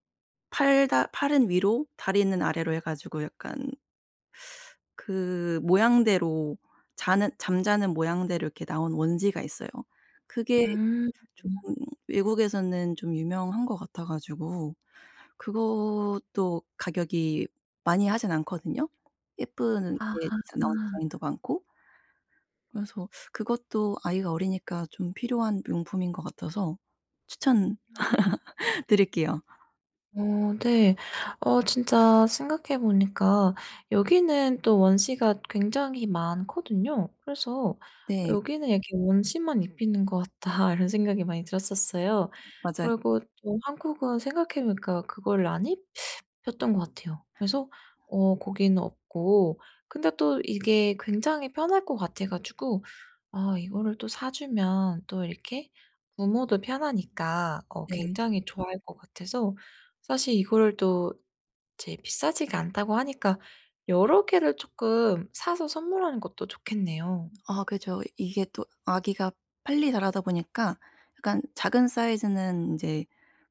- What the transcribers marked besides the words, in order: teeth sucking; laugh; other background noise
- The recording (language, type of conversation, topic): Korean, advice, 친구 생일 선물을 예산과 취향에 맞춰 어떻게 고르면 좋을까요?